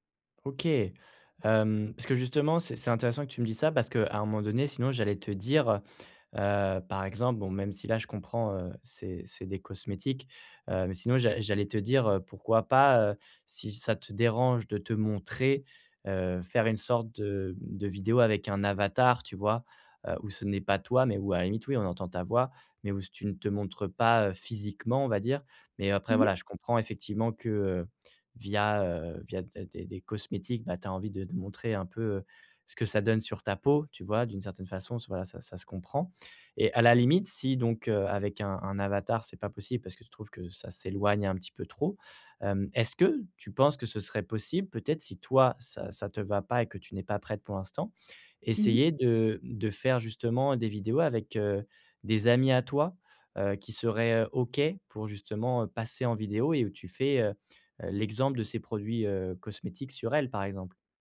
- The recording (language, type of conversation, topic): French, advice, Comment gagner confiance en soi lorsque je dois prendre la parole devant un groupe ?
- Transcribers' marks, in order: none